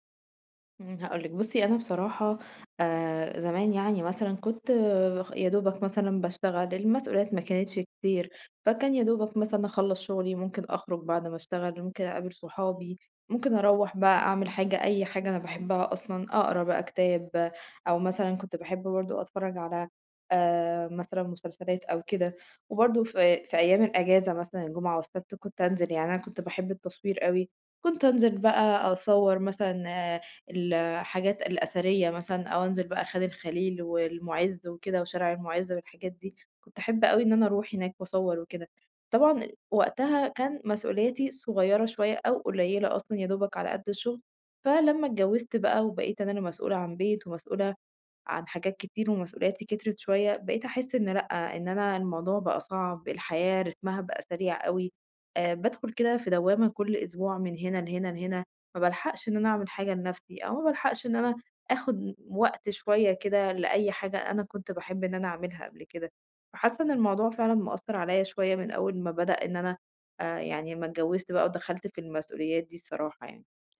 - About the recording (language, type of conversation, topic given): Arabic, advice, ازاي أرجّع طاقتي للهوايات ولحياتي الاجتماعية؟
- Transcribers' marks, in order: in English: "ريتمها"